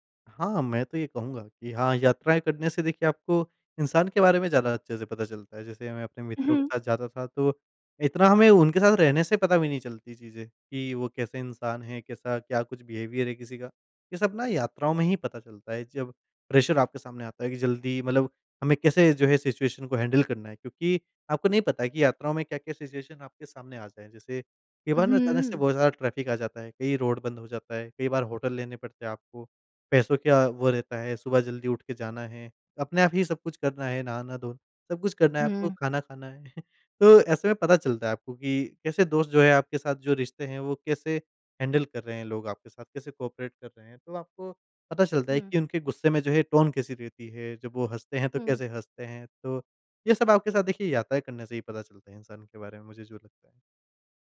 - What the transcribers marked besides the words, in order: in English: "बिहेवियर"; in English: "प्रेशर"; in English: "सिचुएशन"; in English: "हैंडल"; in English: "सिचुएशन"; in English: "होटल"; chuckle; in English: "हैंडल"; in English: "कोऑपरेट"; in English: "टोन"
- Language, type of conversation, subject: Hindi, podcast, सोलो यात्रा ने आपको वास्तव में क्या सिखाया?